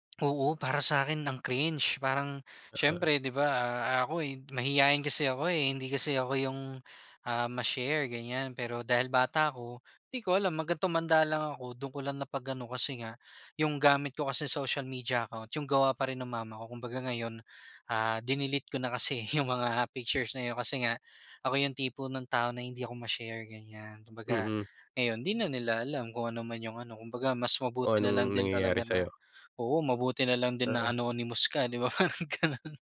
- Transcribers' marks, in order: laughing while speaking: "parang gano'n"
- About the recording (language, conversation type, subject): Filipino, podcast, Paano mo pinoprotektahan ang iyong pagkapribado sa mga platapormang panlipunan?